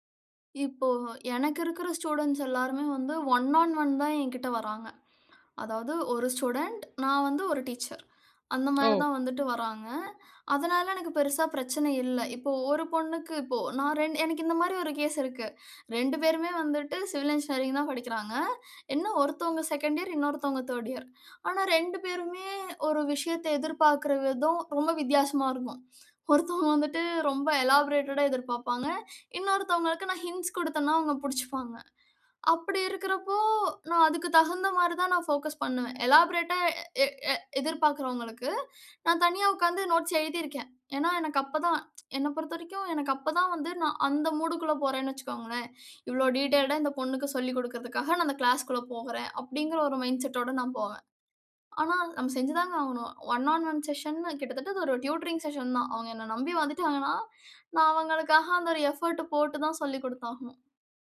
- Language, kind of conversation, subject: Tamil, podcast, நீங்கள் உருவாக்கிய கற்றல் பொருட்களை எவ்வாறு ஒழுங்குபடுத்தி அமைப்பீர்கள்?
- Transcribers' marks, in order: in English: "ஒன் ஆன் ஒன்"; swallow; in English: "சிவில் இன்ஜினியரிங்"; in English: "செகண்ட் இயர்"; in English: "தேர்ட் இயர்"; laughing while speaking: "ஒருத்தவங்க வந்துட்டு"; in English: "எலாப்ரேட்டடா"; other background noise; in English: "ஹிண்ட்ஸ்"; in English: "ஃபோகஸ்"; in English: "எலாப்ரேட்டா"; tsk; in English: "டீட்டெயில்ட்டா"; in English: "மைண்ட் செட்டோட"; in English: "ஒன் ஆன் ஒன் செஷன்னா"; in English: "டியூட்டரிங் செஷன்"; laughing while speaking: "வந்துட்டாங்கன்னா"; in English: "எஃபோர்ட்"